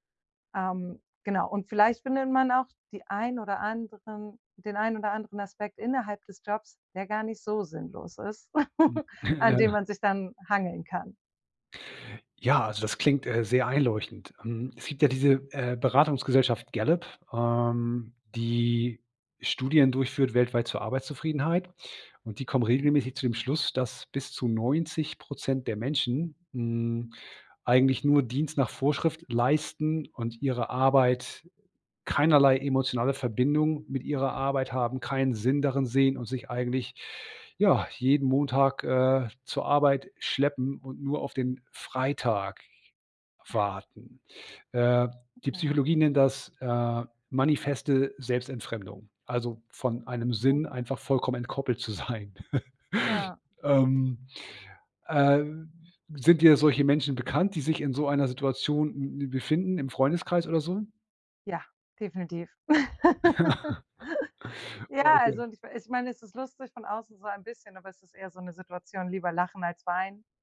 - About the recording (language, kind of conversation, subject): German, podcast, Was bedeutet sinnvolles Arbeiten für dich?
- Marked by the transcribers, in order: laugh; laughing while speaking: "ja"; unintelligible speech; laughing while speaking: "zu sein"; chuckle; unintelligible speech; laugh